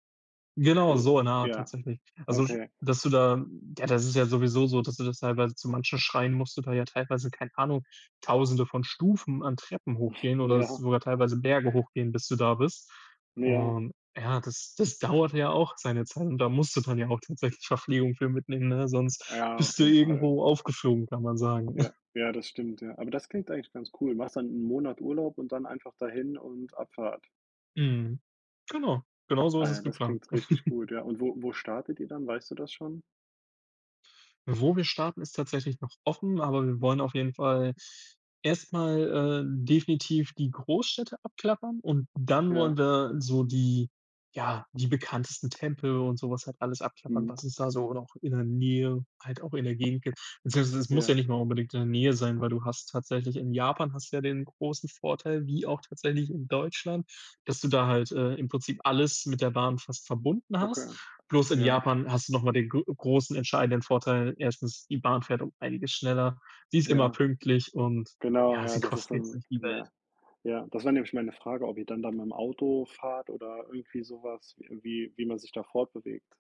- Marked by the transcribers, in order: snort; other background noise; snort; chuckle
- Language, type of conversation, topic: German, unstructured, Gibt es ein Abenteuer, das du unbedingt erleben möchtest?